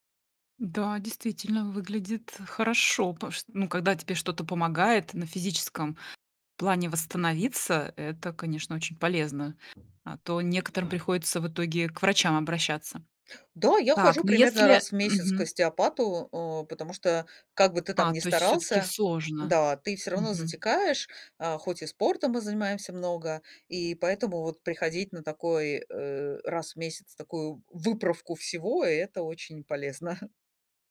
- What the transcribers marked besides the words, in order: other background noise; chuckle
- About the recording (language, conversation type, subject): Russian, podcast, Что для тебя значит цифровой детокс и как ты его проводишь?